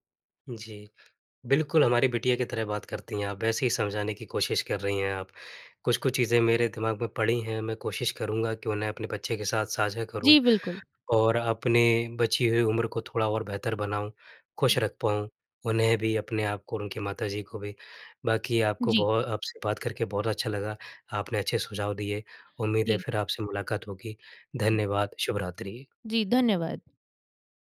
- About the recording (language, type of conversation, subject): Hindi, advice, वयस्क संतान की घर वापसी से कौन-कौन से संघर्ष पैदा हो रहे हैं?
- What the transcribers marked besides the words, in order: none